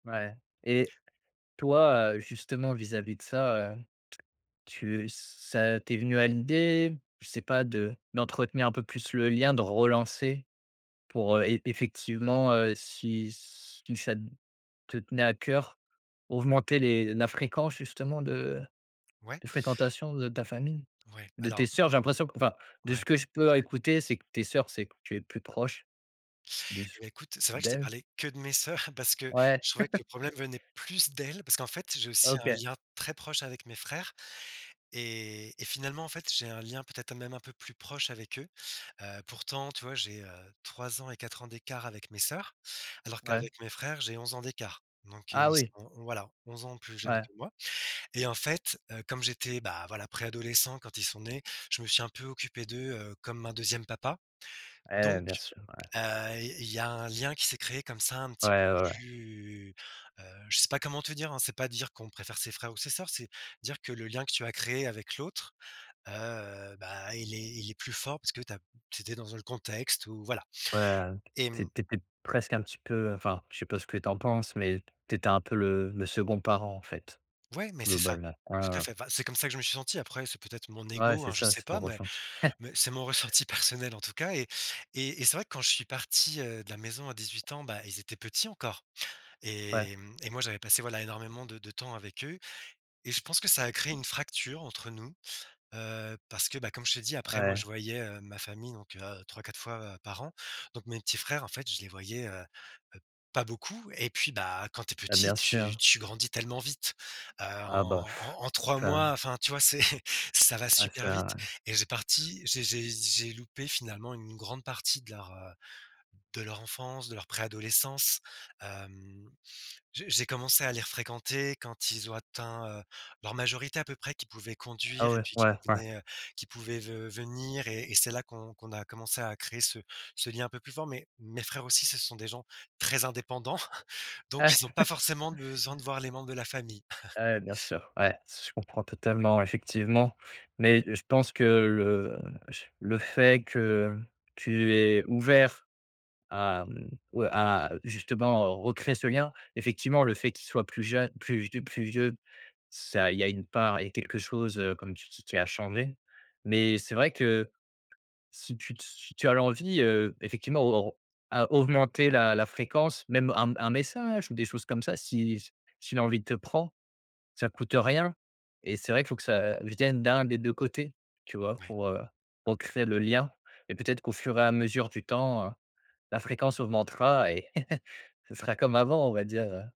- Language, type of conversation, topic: French, advice, Nostalgie et manque de soutien familial à distance
- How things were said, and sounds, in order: other background noise; stressed: "relancer"; chuckle; laugh; stressed: "plus"; drawn out: "plus"; chuckle; laughing while speaking: "ressenti personnel"; blowing; laughing while speaking: "C'est"; stressed: "très"; chuckle; chuckle; stressed: "message"; chuckle